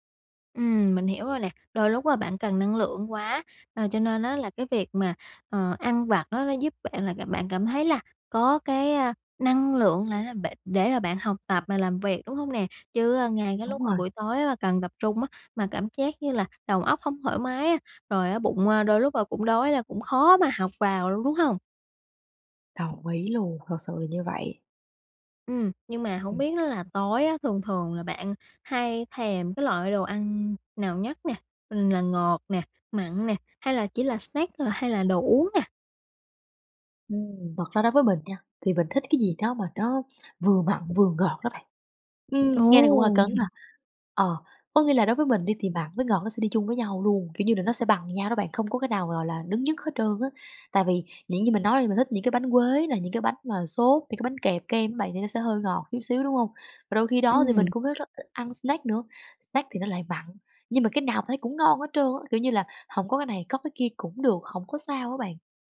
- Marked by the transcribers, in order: tapping; other noise
- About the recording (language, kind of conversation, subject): Vietnamese, advice, Vì sao bạn khó bỏ thói quen ăn vặt vào buổi tối?